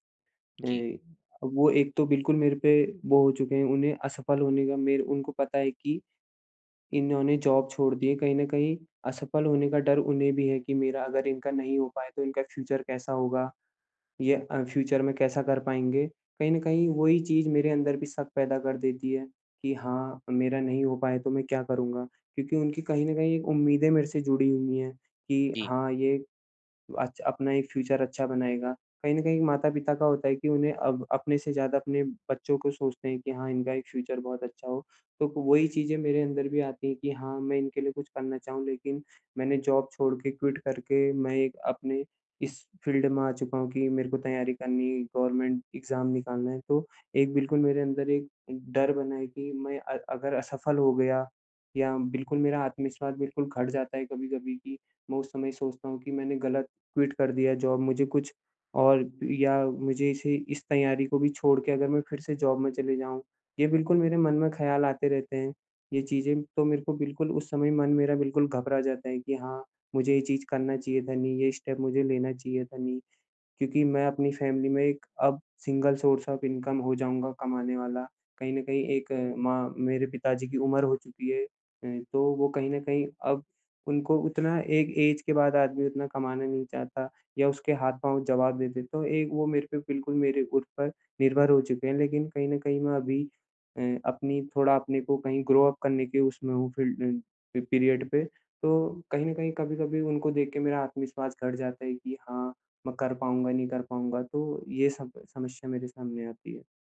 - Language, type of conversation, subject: Hindi, advice, असफलता का डर मेरा आत्मविश्वास घटा रहा है और मुझे पहला कदम उठाने से रोक रहा है—मैं क्या करूँ?
- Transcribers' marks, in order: in English: "जॉब"; in English: "फ्यूचर"; in English: "फ्यूचर"; in English: "फ्यूचर"; in English: "फ्यूचर"; in English: "जॉब"; in English: "क्विट"; in English: "फ़ील्ड"; in English: "गवर्नमेंट एग्जाम"; in English: "क्विट"; in English: "जॉब"; in English: "जॉब"; in English: "स्टेप"; in English: "फैमिली"; in English: "सिंगल सोर्स ऑफ इनकम"; in English: "ऐज"; in English: "ग्रो अप"; in English: "फ़ील्ड"; in English: "पी पीरियड"